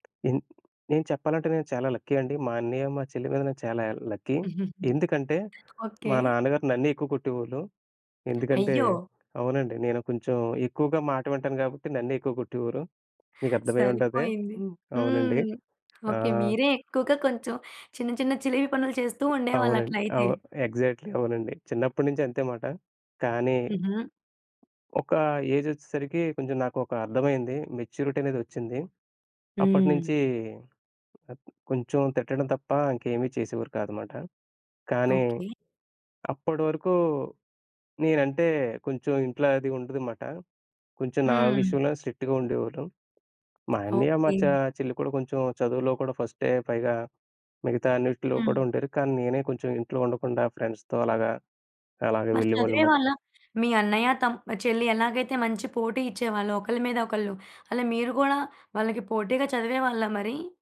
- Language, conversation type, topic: Telugu, podcast, మొబైల్ లేదా స్క్రీన్ వాడకం వల్ల మన సంభాషణలో ఏమైనా మార్పు వచ్చిందా?
- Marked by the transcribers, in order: other background noise; in English: "లక్కీ"; giggle; in English: "లక్కీ"; in English: "ఎగ్జాక్ట్‌లి"; in English: "ఏజ్"; in English: "మెచ్యూరిటీ"; in English: "స్ట్రిక్ట్‌గా"; in English: "ఫ్రెండ్స్‌తో"